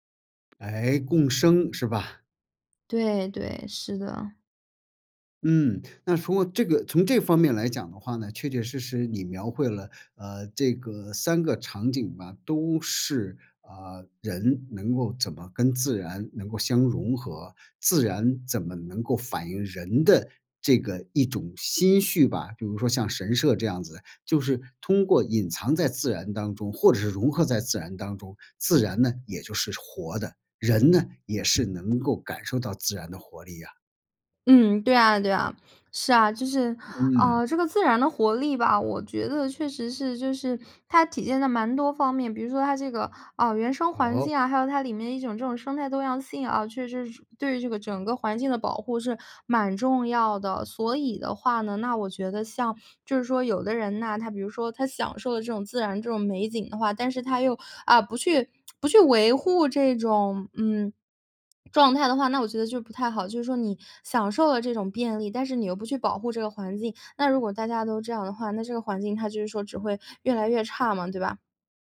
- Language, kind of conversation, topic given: Chinese, podcast, 你最早一次亲近大自然的记忆是什么？
- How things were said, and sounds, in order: other background noise; lip smack; swallow